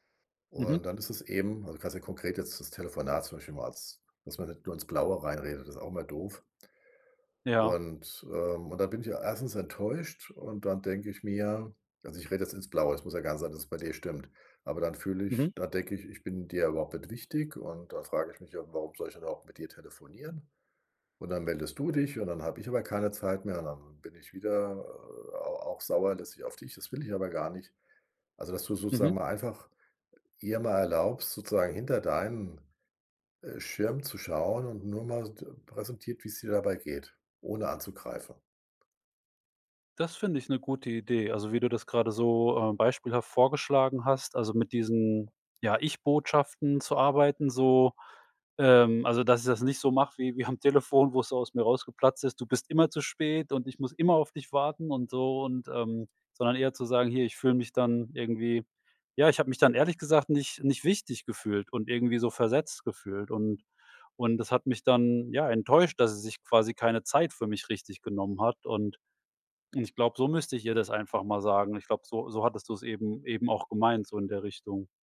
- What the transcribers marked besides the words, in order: none
- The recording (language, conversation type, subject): German, advice, Wie führen unterschiedliche Werte und Traditionen zu Konflikten?